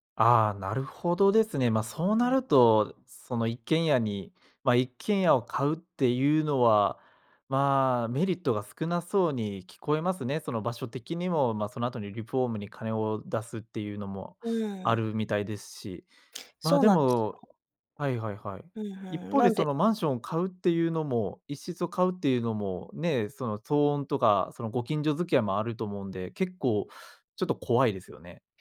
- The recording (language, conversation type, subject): Japanese, advice, 住宅を買うべきか、賃貸を続けるべきか迷っていますが、どう判断すればいいですか?
- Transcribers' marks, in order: other background noise; other noise